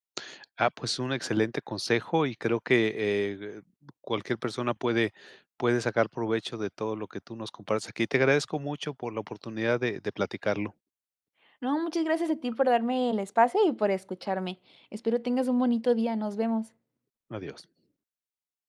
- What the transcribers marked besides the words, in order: other background noise
- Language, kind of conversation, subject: Spanish, podcast, ¿Qué papel juega la cocina casera en tu bienestar?